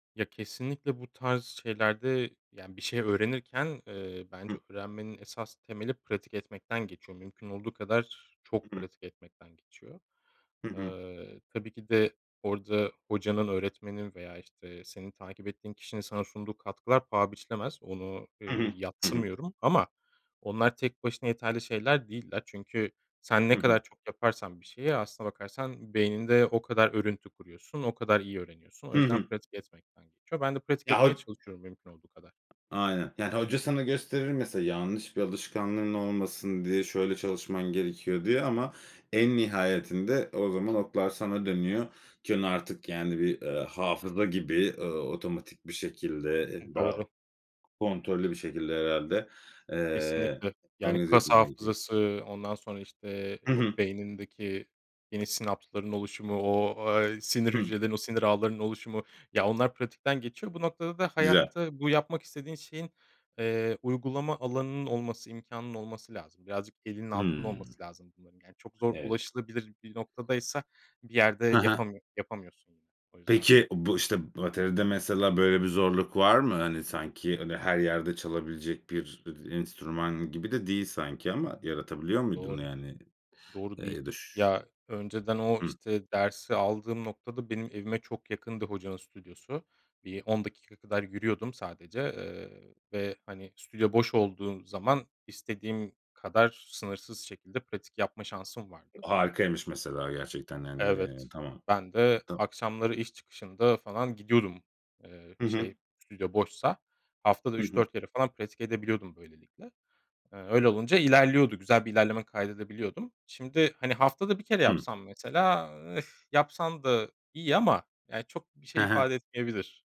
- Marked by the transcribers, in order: other background noise; tapping
- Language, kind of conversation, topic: Turkish, podcast, Evde büyürken en çok hangi müzikler çalardı?